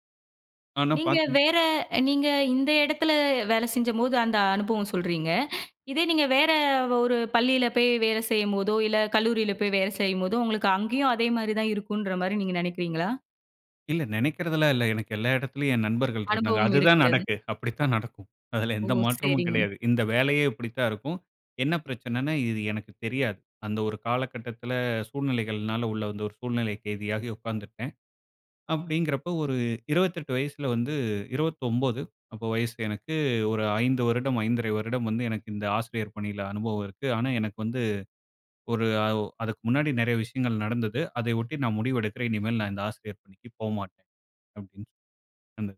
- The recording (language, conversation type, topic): Tamil, podcast, ஒரு வேலை அல்லது படிப்பு தொடர்பான ஒரு முடிவு உங்கள் வாழ்க்கையை எவ்வாறு மாற்றியது?
- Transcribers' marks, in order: laughing while speaking: "அப்டித்தான் நடக்கும். அதில, எந்த மாற்றமும் கெடையாது"